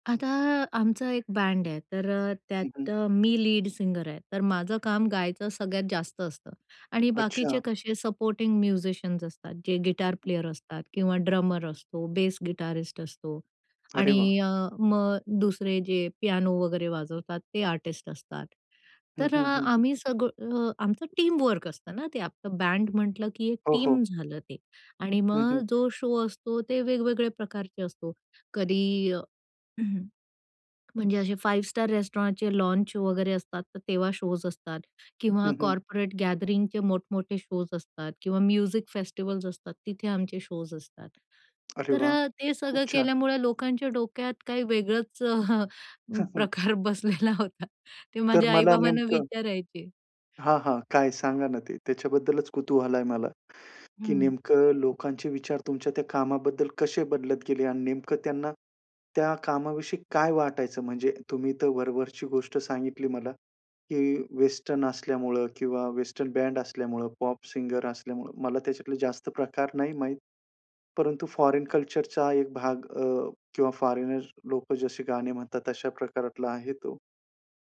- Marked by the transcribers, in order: in English: "सपोर्टिंग म्युझिशियन्स"; other background noise; in English: "गिटार प्लेयर"; in English: "ड्रमर"; in English: "बेस गिटारिस्ट"; in English: "आर्टिस्ट"; in English: "टीम वर्क"; throat clearing; in English: "लॉन्च"; in English: "कॉर्पोरेट गॅदरिंगचे"; in English: "म्युझिक फेस्टिव्हल्स"; tapping; chuckle; laughing while speaking: "प्रकार बसलेला होता. ते माझ्या आई-बाबांना विचारायचे"; anticipating: "काय सांगा ना ते, त्याच्याबद्दलच कुतूहल आहे मला"; in English: "कल्चरचा"
- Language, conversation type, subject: Marathi, podcast, लोक तुमच्या कामावरून तुमच्याबद्दल काय समजतात?